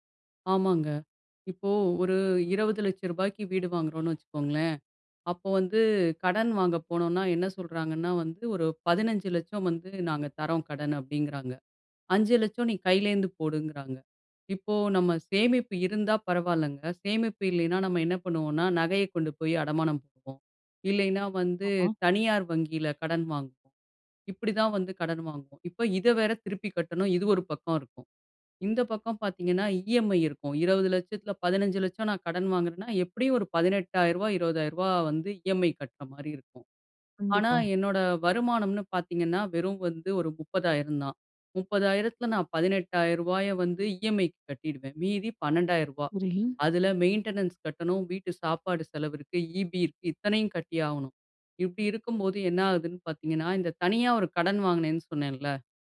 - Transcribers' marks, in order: unintelligible speech; "கட்டியாகணும்" said as "கட்டியாவணும்"
- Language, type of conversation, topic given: Tamil, podcast, வீட்டை வாங்குவது ஒரு நல்ல முதலீடா என்பதை நீங்கள் எப்படித் தீர்மானிப்பீர்கள்?